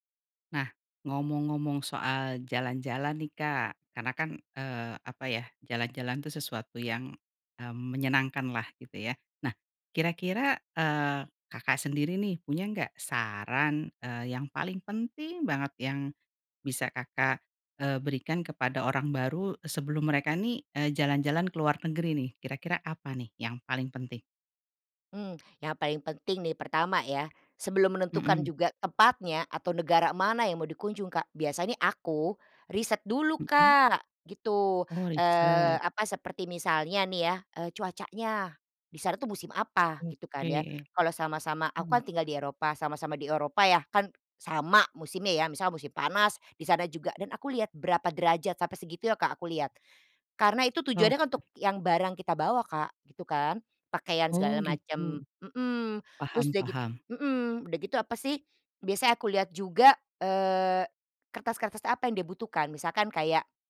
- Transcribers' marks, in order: tapping; stressed: "penting"
- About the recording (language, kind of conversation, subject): Indonesian, podcast, Apa saran utama yang kamu berikan kepada orang yang baru pertama kali bepergian sebelum mereka berangkat?